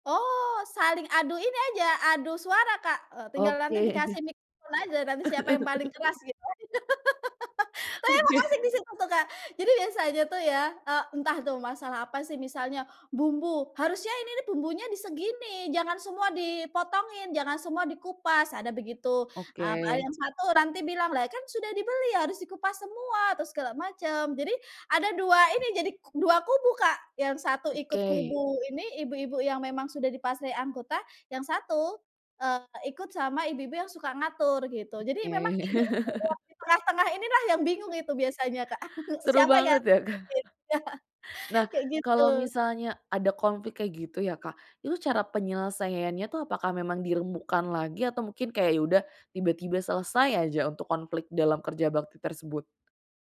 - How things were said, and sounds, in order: chuckle; laughing while speaking: "aja"; laugh; laughing while speaking: "Oke"; tapping; "fase" said as "pase"; chuckle; chuckle
- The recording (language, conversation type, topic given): Indonesian, podcast, Bagaimana pengalamanmu ikut kerja bakti di kampung atau RT?